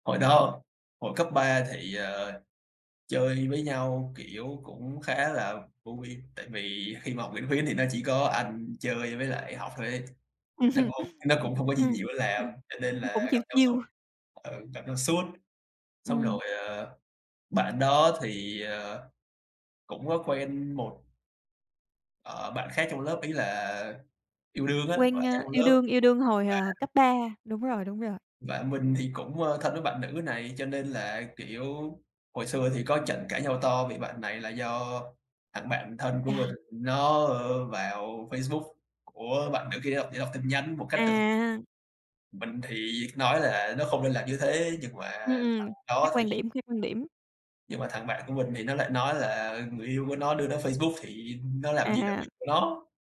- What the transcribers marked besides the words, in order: laugh; tapping; in English: "chill, chill"; other background noise
- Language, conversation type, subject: Vietnamese, podcast, Bạn có kỷ niệm nào về một tình bạn đặc biệt không?